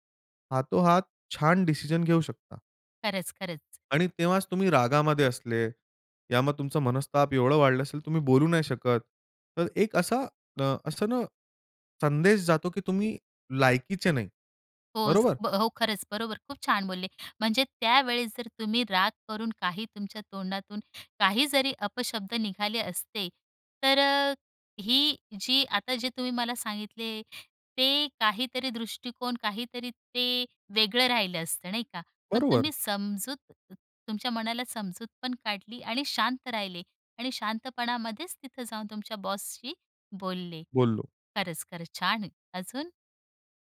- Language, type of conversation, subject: Marathi, podcast, एखाद्या मोठ्या अपयशामुळे तुमच्यात कोणते बदल झाले?
- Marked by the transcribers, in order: drawn out: "हो"; tapping; other noise; other background noise